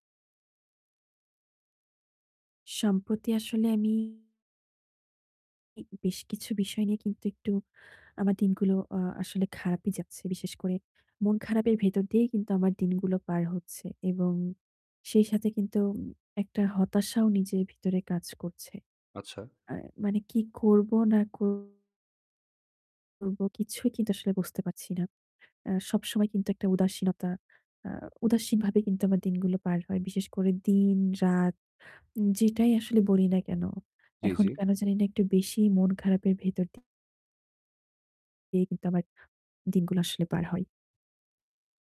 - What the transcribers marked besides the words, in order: distorted speech; static
- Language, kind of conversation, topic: Bengali, advice, বহু ডিভাইস থেকে আসা নোটিফিকেশনগুলো কীভাবে আপনাকে বিভ্রান্ত করে আপনার কাজ আটকে দিচ্ছে?